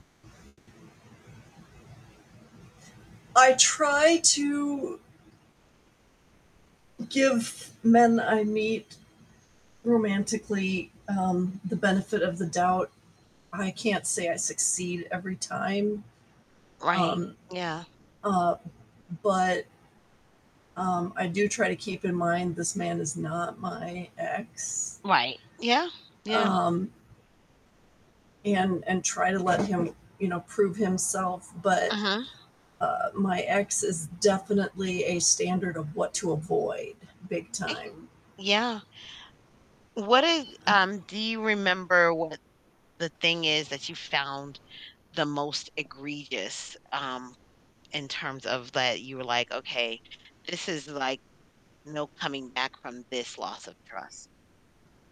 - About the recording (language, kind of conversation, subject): English, advice, How can I rebuild trust in my romantic partner after it's been broken?
- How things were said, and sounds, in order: static; other background noise; background speech; tapping